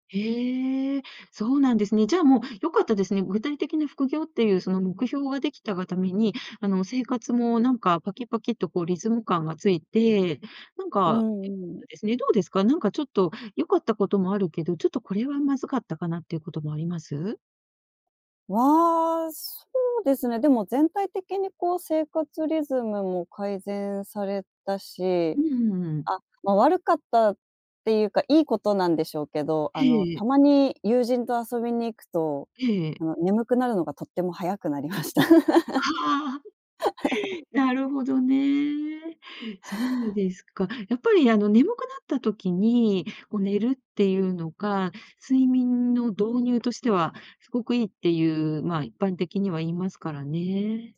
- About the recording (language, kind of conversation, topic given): Japanese, podcast, 睡眠の質を上げるために普段どんな工夫をしていますか？
- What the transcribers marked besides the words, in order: laughing while speaking: "なりました"; laugh; other noise; laugh